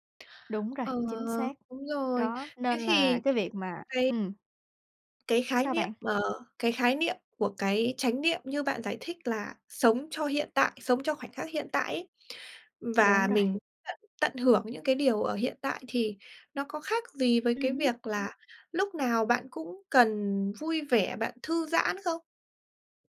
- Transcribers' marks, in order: none
- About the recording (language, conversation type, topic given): Vietnamese, podcast, Bạn định nghĩa chánh niệm một cách đơn giản như thế nào?